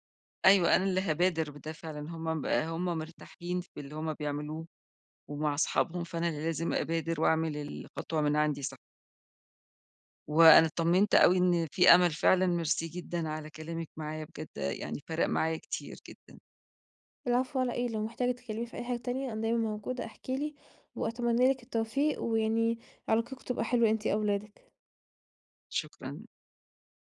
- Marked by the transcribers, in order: tapping
- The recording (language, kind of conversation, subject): Arabic, advice, إزاي أتعامل مع ضعف التواصل وسوء الفهم اللي بيتكرر؟